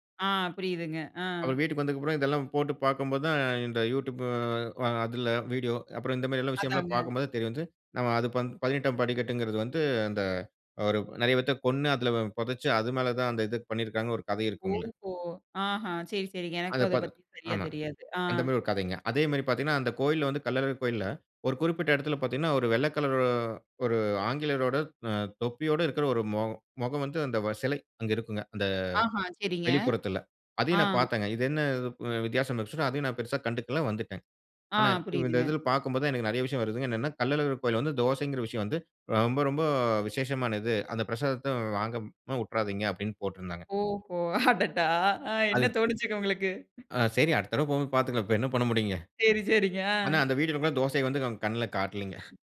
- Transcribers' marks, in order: laugh
- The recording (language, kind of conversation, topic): Tamil, podcast, சுற்றுலாவின் போது வழி தவறி அலைந்த ஒரு சம்பவத்தைப் பகிர முடியுமா?